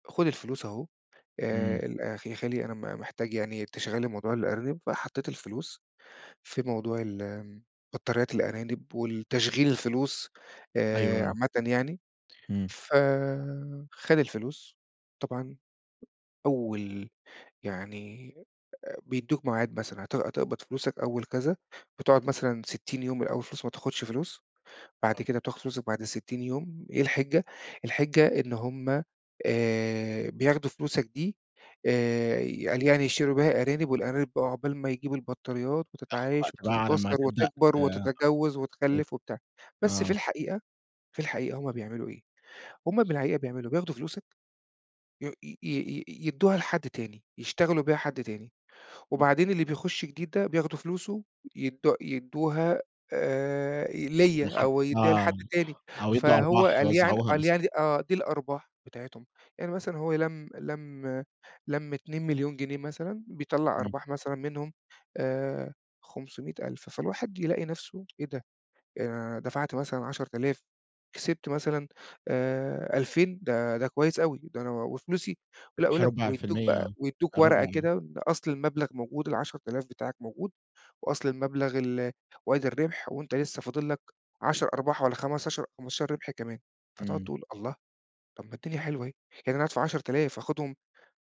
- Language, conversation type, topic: Arabic, podcast, إيه هو قرار بسيط أخدته وغيّر مجرى حياتك؟
- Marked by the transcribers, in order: other background noise; other noise